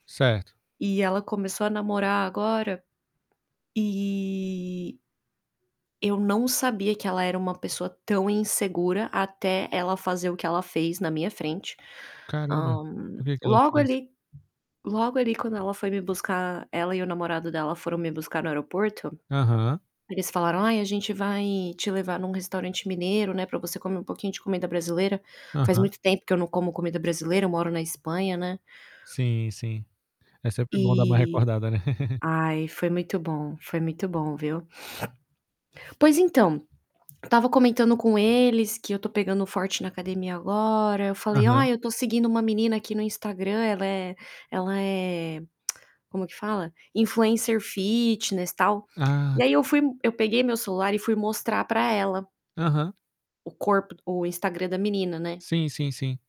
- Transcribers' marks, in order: tapping; drawn out: "eh"; other background noise; distorted speech; laugh; sniff; tongue click
- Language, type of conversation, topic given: Portuguese, advice, Como foi a briga com um amigo próximo?